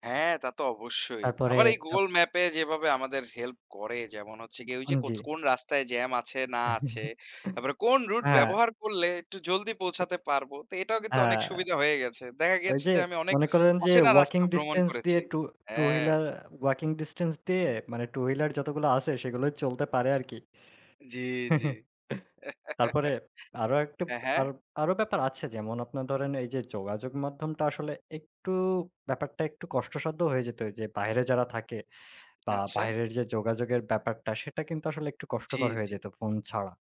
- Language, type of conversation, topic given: Bengali, unstructured, মোবাইল ফোন ছাড়া আপনার দিনটা কেমন কাটত?
- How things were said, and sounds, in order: other background noise; tongue click; chuckle; chuckle; laugh; teeth sucking